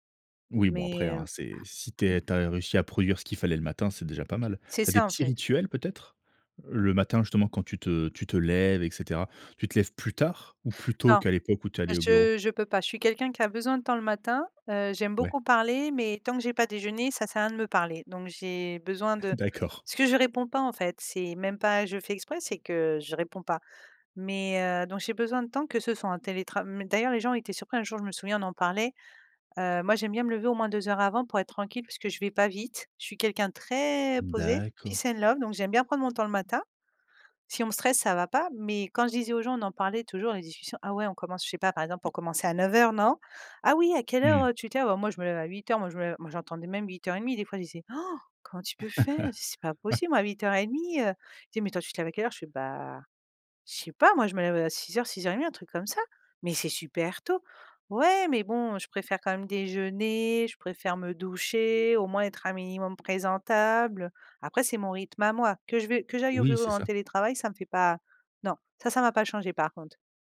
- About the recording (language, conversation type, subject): French, podcast, Quel impact le télétravail a-t-il eu sur ta routine ?
- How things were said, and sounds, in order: other background noise; stressed: "très"; in English: "peace and love"; stressed: "D'accord"; laugh; stressed: "déjeuner"; stressed: "doucher"